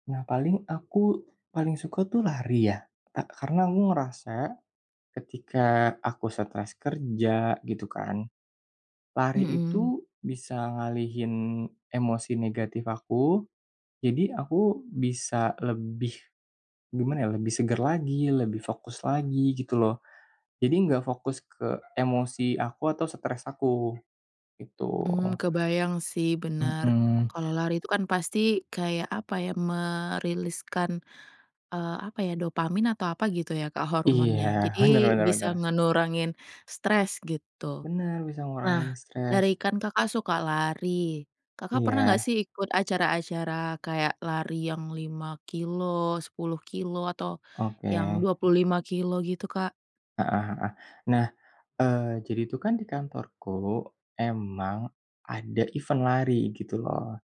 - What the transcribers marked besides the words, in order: dog barking; tapping; in English: "me-release-kan"; "mengurangi" said as "ngenurangin"; in English: "event"
- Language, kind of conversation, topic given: Indonesian, podcast, Bagaimana kamu mengatur waktu antara pekerjaan dan hobi?